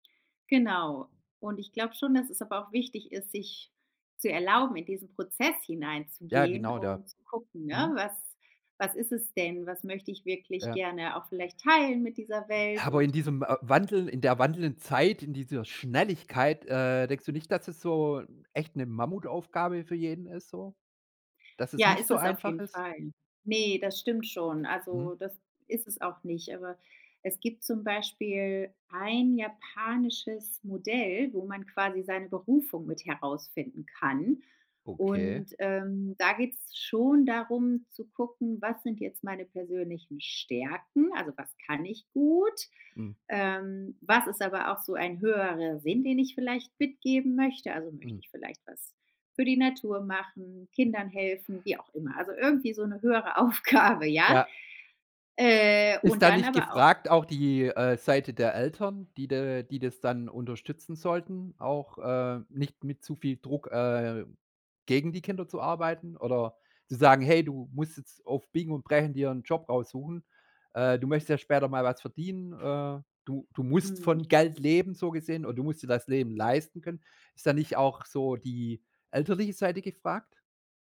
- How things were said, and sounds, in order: surprised: "Okay"; laughing while speaking: "Aufgabe, ja?"; other background noise
- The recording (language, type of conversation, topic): German, podcast, Wie findest du eine Arbeit, die dich erfüllt?